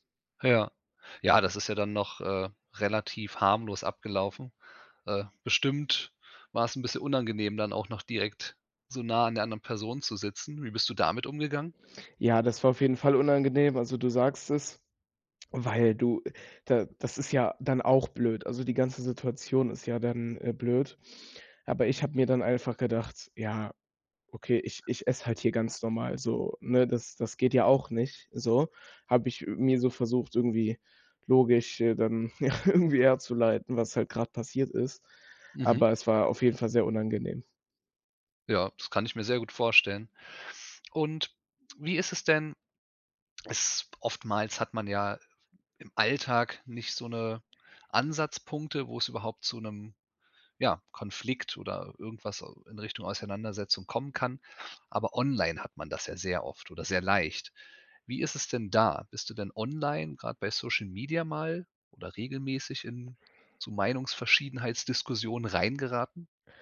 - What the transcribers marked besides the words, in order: other background noise; chuckle; other noise
- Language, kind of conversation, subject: German, podcast, Wie gehst du mit Meinungsverschiedenheiten um?